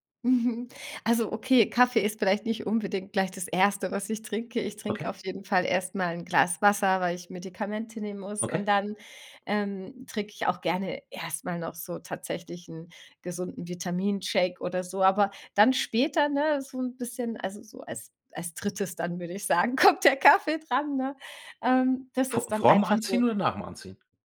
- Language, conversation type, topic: German, podcast, Welche Rolle spielt Koffein für deine Energie?
- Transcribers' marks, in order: inhale; laughing while speaking: "kommt der Kaffee"